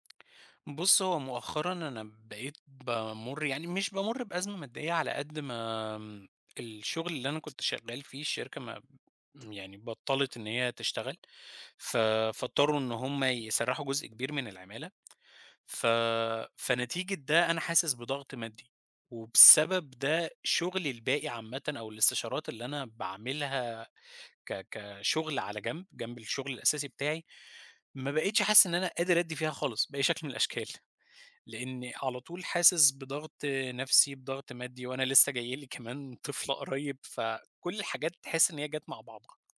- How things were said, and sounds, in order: other background noise; tapping
- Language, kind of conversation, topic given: Arabic, advice, إزاي الإرهاق والاحتراق بيخلّوا الإبداع شبه مستحيل؟